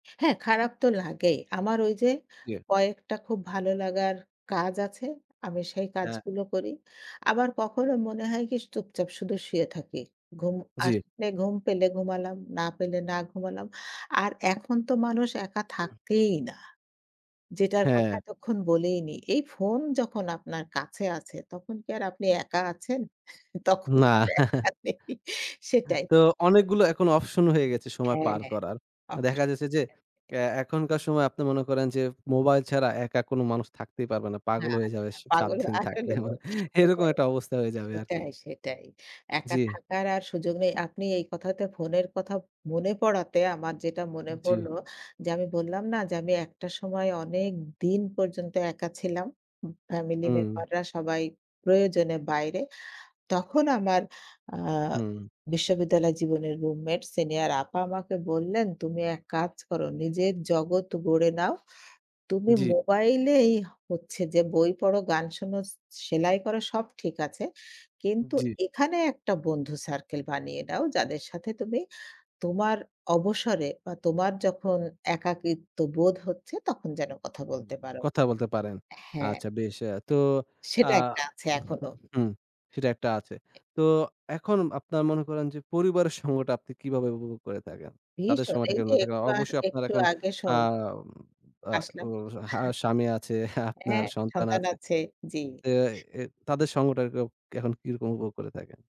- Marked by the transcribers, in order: other background noise; chuckle; laughing while speaking: "তখন আর একা নেই"; unintelligible speech; unintelligible speech; laughing while speaking: "সাত দিন থাকলে। মানে এরকম একটা অবস্থা হয়ে যাবে আরকি"; unintelligible speech; unintelligible speech; unintelligible speech; chuckle; laughing while speaking: "আছে, আপনার সন্তান আছে"
- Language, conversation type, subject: Bengali, podcast, যখন একা লাগে, তুমি সাধারণত কী করো?